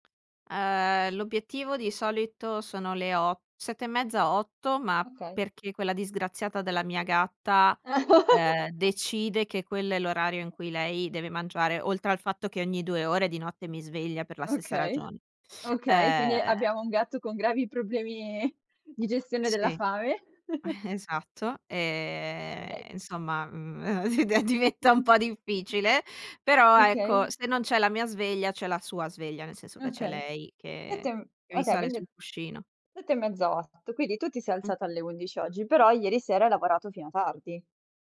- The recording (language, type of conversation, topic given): Italian, advice, Perché non riesci a rispettare le scadenze personali o professionali?
- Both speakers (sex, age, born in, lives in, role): female, 25-29, Italy, Italy, advisor; female, 25-29, Italy, Italy, user
- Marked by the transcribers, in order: other background noise; laugh; tapping; laughing while speaking: "Eh"; drawn out: "E"; chuckle; laughing while speaking: "e eh, diventa un po' difficile"; unintelligible speech; other noise; "quindi" said as "vindi"